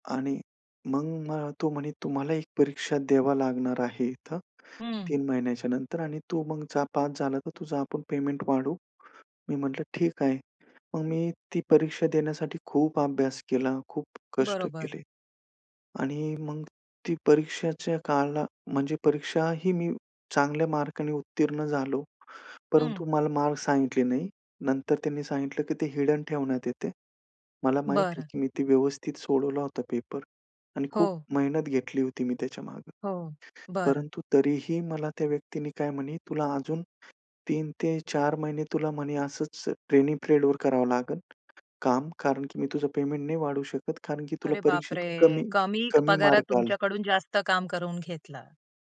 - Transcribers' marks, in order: other background noise; tapping; in English: "हिडन"
- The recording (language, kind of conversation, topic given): Marathi, podcast, तुमची आयुष्यातील सर्वात मोठी चूक कोणती होती आणि त्यातून तुम्ही काय शिकलात?